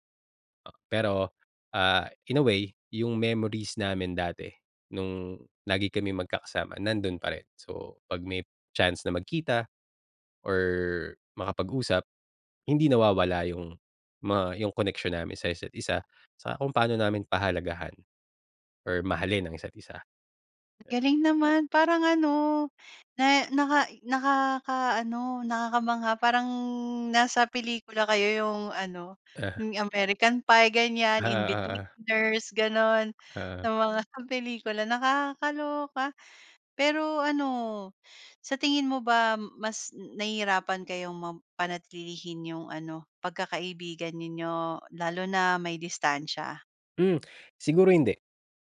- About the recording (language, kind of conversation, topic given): Filipino, podcast, Paano mo pinagyayaman ang matagal na pagkakaibigan?
- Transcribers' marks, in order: in English: "in a way"